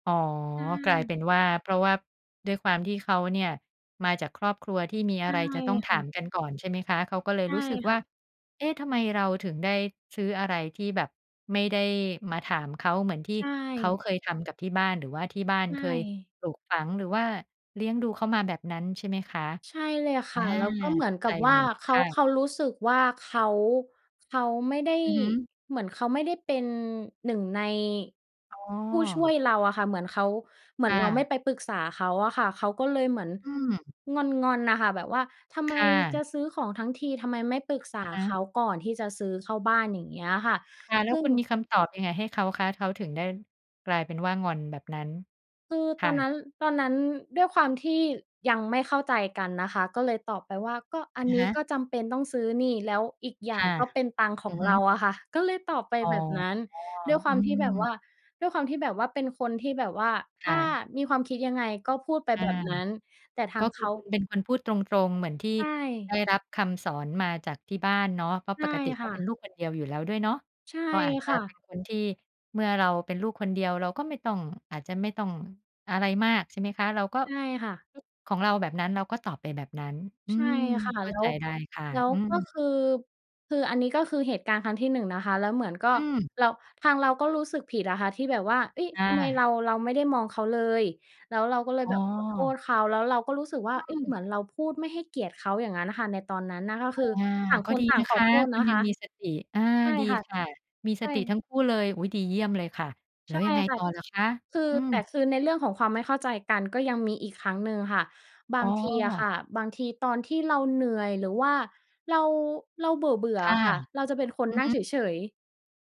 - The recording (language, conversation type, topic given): Thai, podcast, คุณมีเกณฑ์อะไรบ้างในการเลือกคู่ชีวิต?
- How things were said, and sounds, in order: tapping